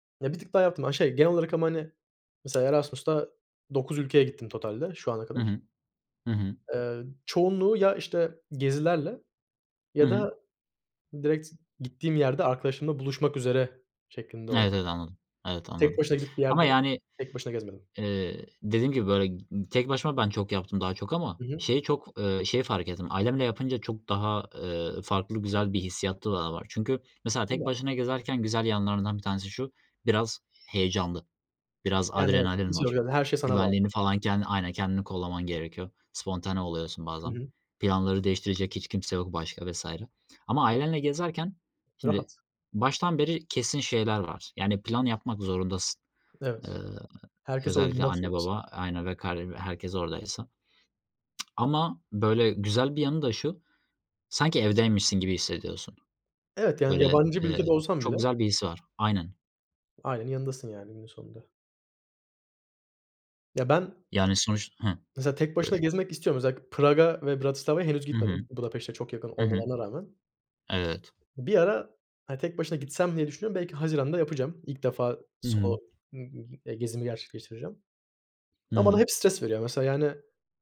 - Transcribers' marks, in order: tapping; other background noise; unintelligible speech; tsk; unintelligible speech
- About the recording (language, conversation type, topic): Turkish, unstructured, En unutulmaz aile tatiliniz hangisiydi?